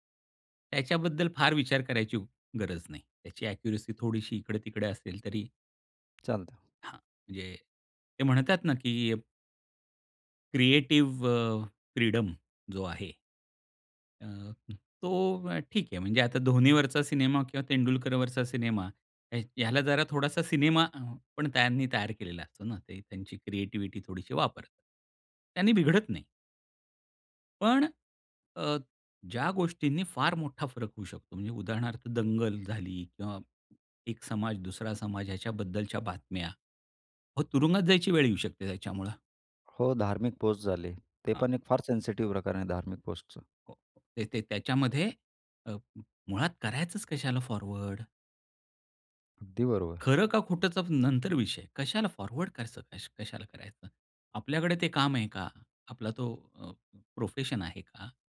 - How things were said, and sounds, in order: in English: "ॲक्यूरसी"; other noise; in English: "सेन्सेटिव"; in English: "फॉरवर्ड ?"; in English: "फॉरवर्ड ?"
- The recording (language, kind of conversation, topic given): Marathi, podcast, सोशल मीडियावरील माहिती तुम्ही कशी गाळून पाहता?